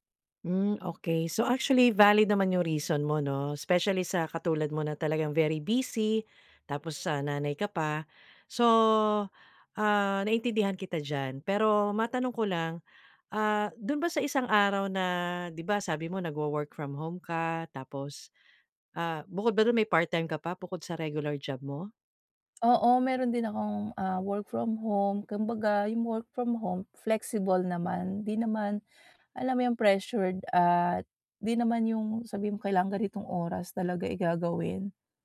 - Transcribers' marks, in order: none
- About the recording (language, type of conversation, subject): Filipino, advice, Paano ako makakahanap ng oras para sa mga hilig ko?